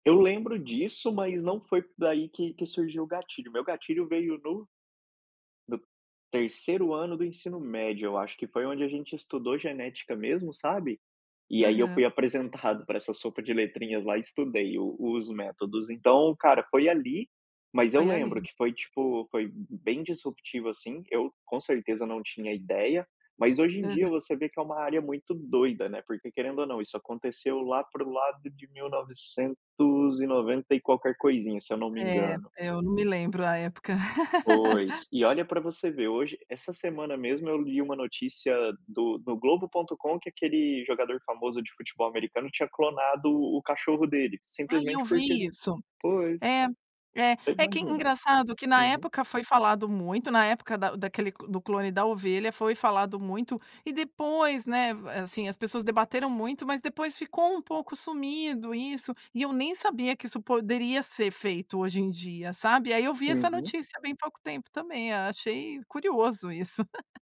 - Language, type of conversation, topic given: Portuguese, podcast, Qual é o seu sonho relacionado a esse hobby?
- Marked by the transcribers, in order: laugh; laugh